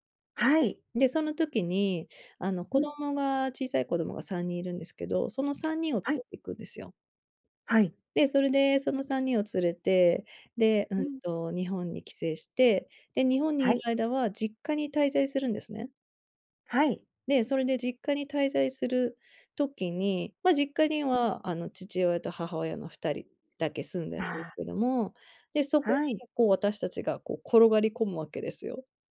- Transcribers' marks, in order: none
- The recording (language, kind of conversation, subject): Japanese, advice, 旅行中に不安やストレスを感じたとき、どうすれば落ち着けますか？